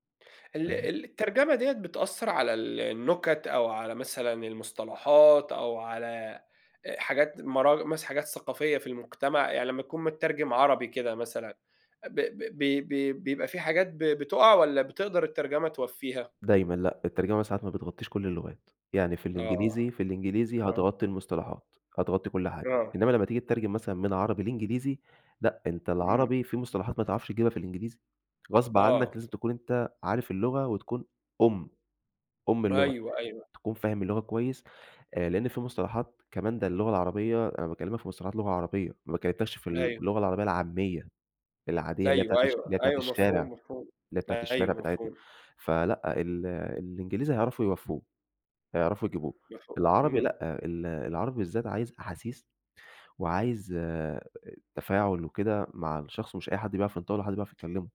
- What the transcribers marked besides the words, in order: none
- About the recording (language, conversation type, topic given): Arabic, podcast, إيه دور الدبلجة والترجمة في تجربة المشاهدة؟